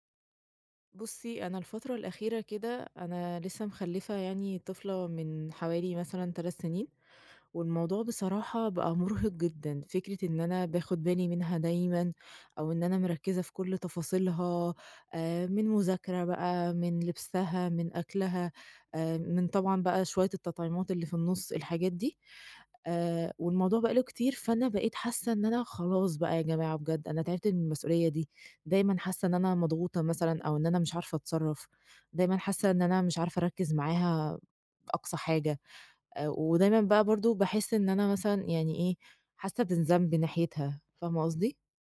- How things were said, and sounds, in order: none
- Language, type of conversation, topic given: Arabic, advice, إزاي بتتعامل/ي مع الإرهاق والاحتراق اللي بيجيلك من رعاية مريض أو طفل؟